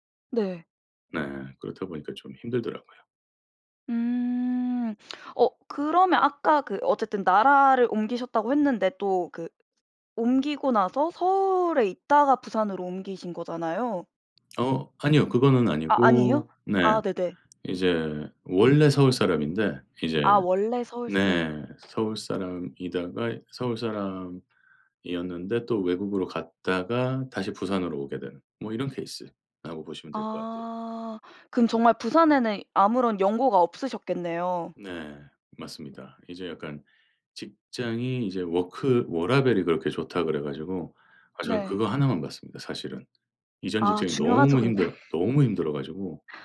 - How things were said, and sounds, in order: tapping; other background noise; laughing while speaking: "근데"
- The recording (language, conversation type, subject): Korean, advice, 새로운 도시로 이사한 뒤 친구를 사귀기 어려운데, 어떻게 하면 좋을까요?
- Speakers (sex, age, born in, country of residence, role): female, 25-29, South Korea, United States, advisor; male, 45-49, South Korea, United States, user